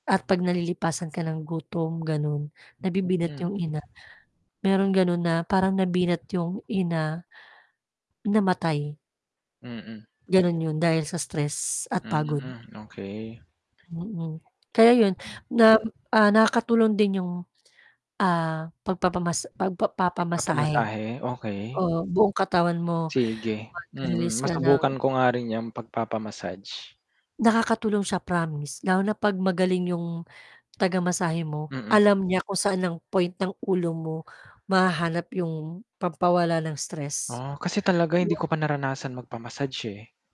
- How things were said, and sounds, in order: distorted speech; static; tapping; unintelligible speech
- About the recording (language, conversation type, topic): Filipino, podcast, Ano ang paborito mong paraan para mabawasan ang stress?